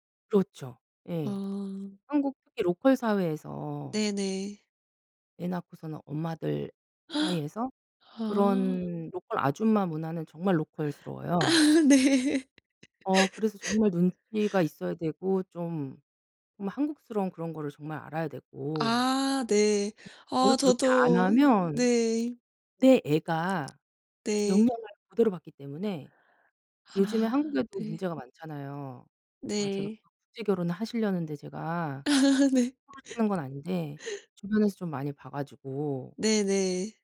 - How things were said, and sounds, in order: gasp; laughing while speaking: "아 네"; other background noise; laugh; tapping; laugh; unintelligible speech
- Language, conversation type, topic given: Korean, unstructured, 당신이 인생에서 가장 중요하게 생각하는 가치는 무엇인가요?